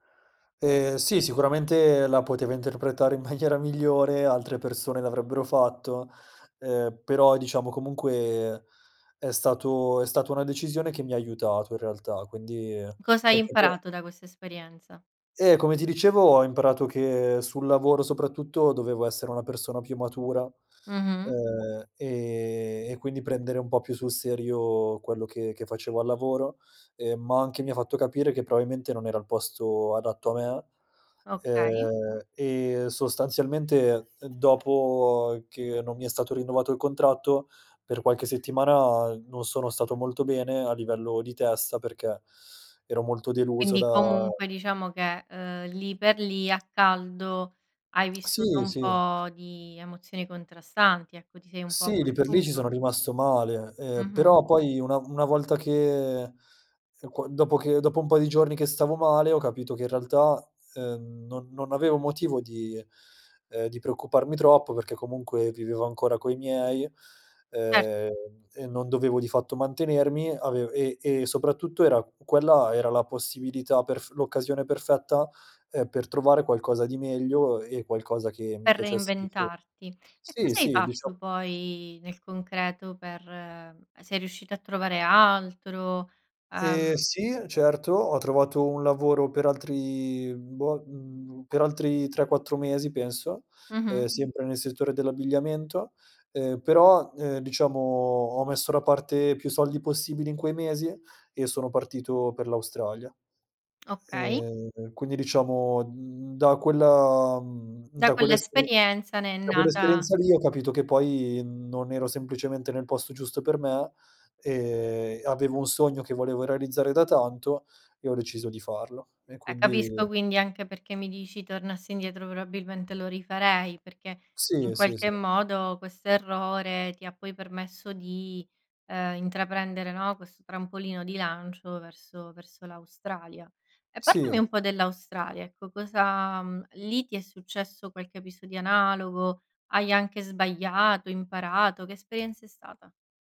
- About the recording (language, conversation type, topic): Italian, podcast, Raccontami di una volta in cui hai sbagliato e hai imparato molto?
- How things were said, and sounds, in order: laughing while speaking: "maniera"; "probabilmente" said as "proabilmente"; other background noise; tapping